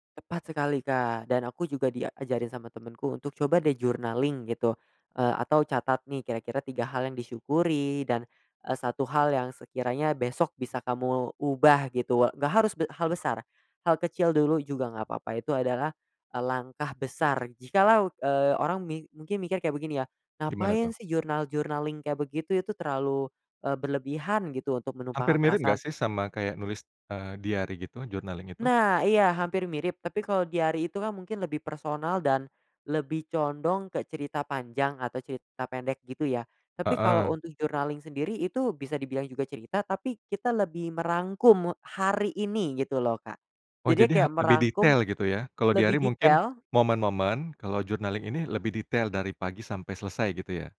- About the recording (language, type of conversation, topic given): Indonesian, podcast, Bagaimana cara Anda belajar dari kegagalan tanpa menyalahkan diri sendiri?
- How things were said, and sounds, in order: in English: "journaling"; in English: "journal-journaling"; in English: "Journaling"; in English: "journaling"; stressed: "hari ini"; in English: "journaling"